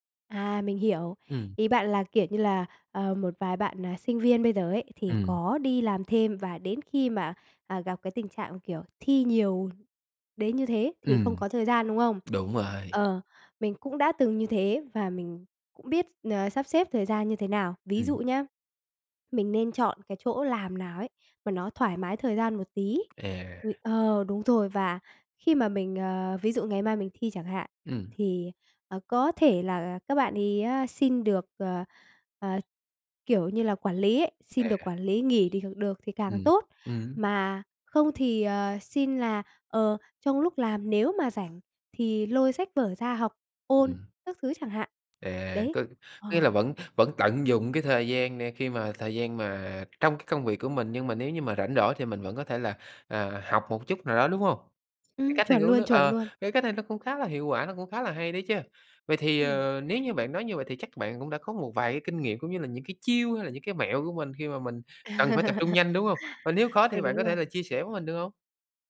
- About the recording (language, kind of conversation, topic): Vietnamese, podcast, Làm thế nào để bạn cân bằng giữa việc học và cuộc sống cá nhân?
- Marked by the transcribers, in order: tapping; other background noise; laugh